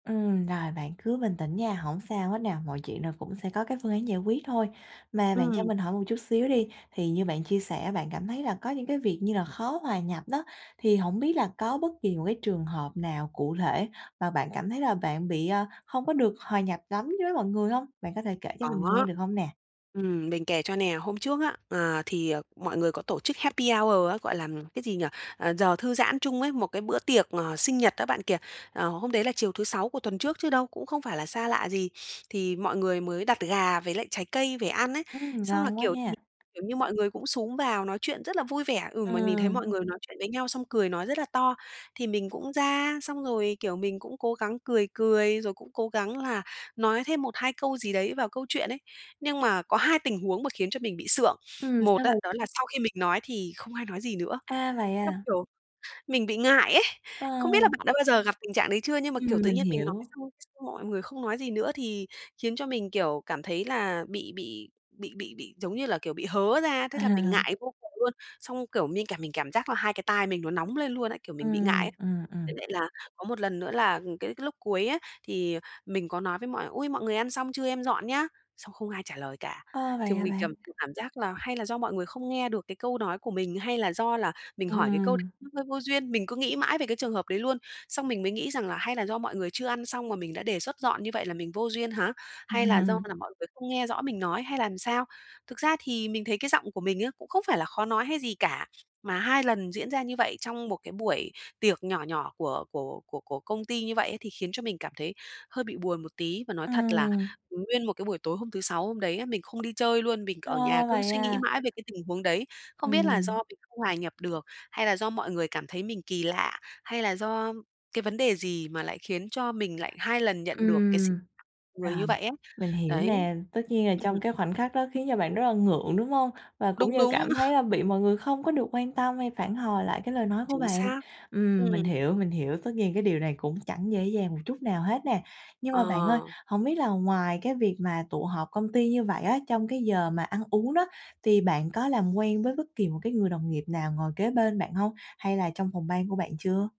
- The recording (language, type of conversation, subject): Vietnamese, advice, Làm sao để nhanh chóng hòa nhập vào một cộng đồng mới?
- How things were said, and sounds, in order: tapping; in English: "Happy Hour"; other background noise; laughing while speaking: "À"; laughing while speaking: "Ừm"; laugh